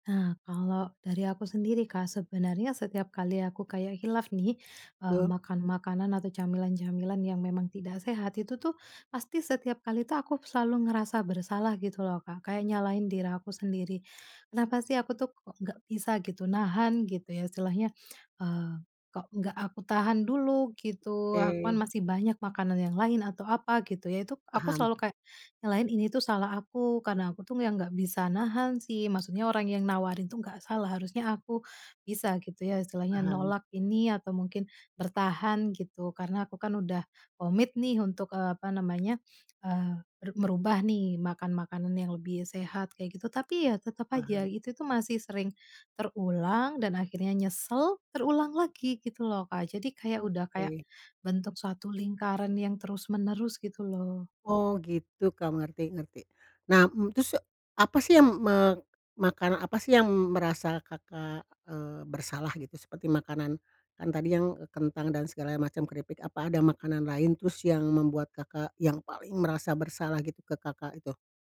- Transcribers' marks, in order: other background noise; stressed: "paling"
- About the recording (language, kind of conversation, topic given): Indonesian, advice, Mengapa saya merasa bersalah setelah makan makanan yang tidak sehat?